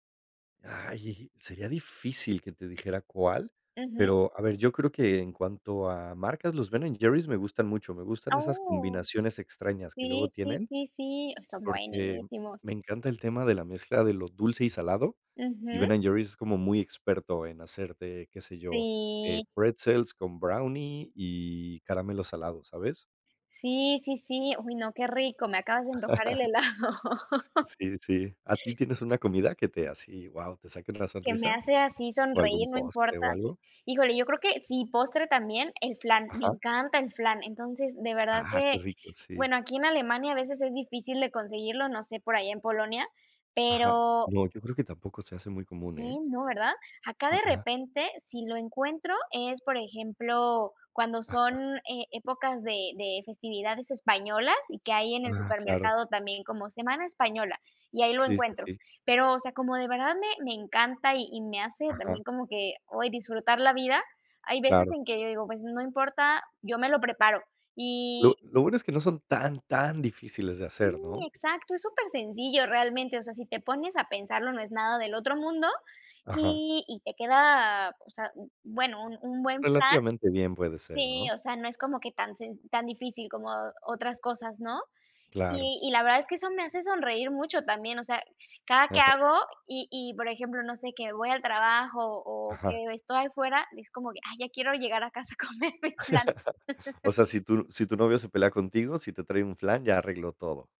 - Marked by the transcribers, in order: laugh; laughing while speaking: "el helado"; chuckle; laughing while speaking: "a comerme el flan"; laugh
- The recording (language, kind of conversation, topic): Spanish, unstructured, ¿Qué te hace sonreír sin importar el día que tengas?